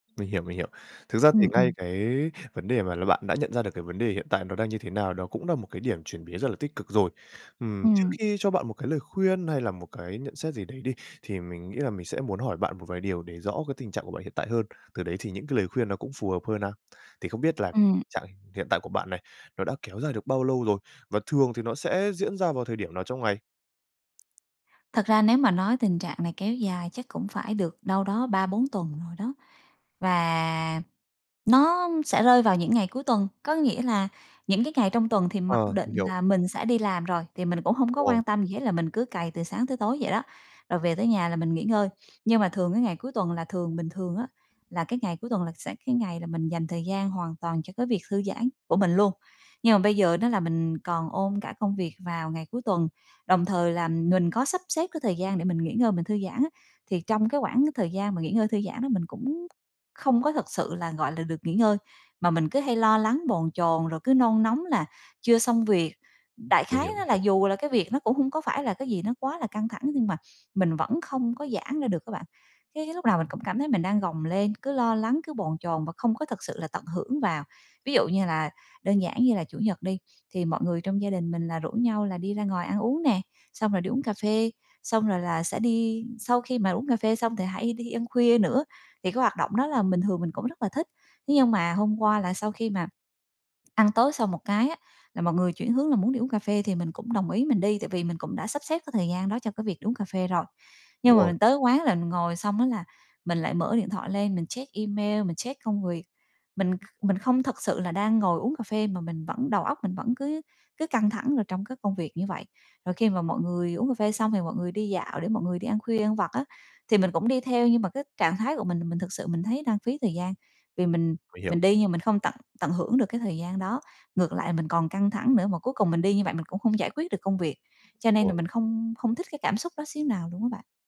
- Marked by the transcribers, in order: tapping
- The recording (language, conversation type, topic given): Vietnamese, advice, Vì sao căng thẳng công việc kéo dài khiến bạn khó thư giãn?